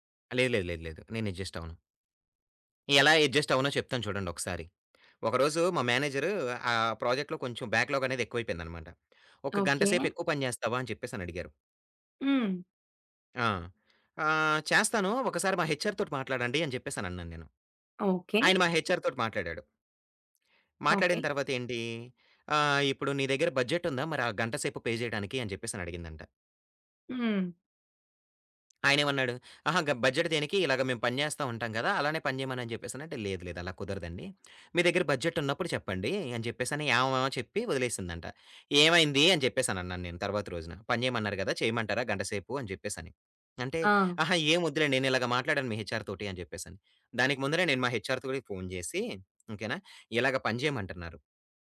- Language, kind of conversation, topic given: Telugu, podcast, పని-జీవిత సమతుల్యాన్ని మీరు ఎలా నిర్వహిస్తారు?
- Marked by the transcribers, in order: in English: "ఎడ్జస్ట్"; in English: "అడ్జస్ట్"; in English: "మేనేజర్"; in English: "ప్రాజెక్ట్‌లో"; in English: "హెచ్‌అర్"; in English: "హెచ్‌ఆర్"; in English: "బడ్జెట్"; in English: "పే"; in English: "బడ్జెట్"; in English: "బడ్జెట్"; tapping; in English: "హెచ్‌ఆర్"; in English: "హెచ్‌ఆర్‌తో"